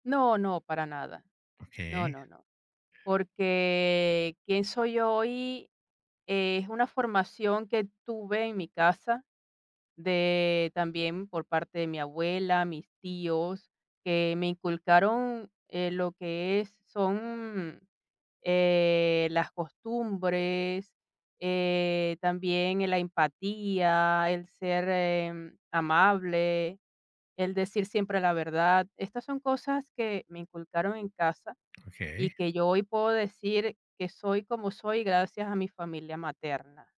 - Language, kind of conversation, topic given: Spanish, podcast, Oye, ¿cómo descubriste la música que marcó tu adolescencia?
- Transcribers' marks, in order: other noise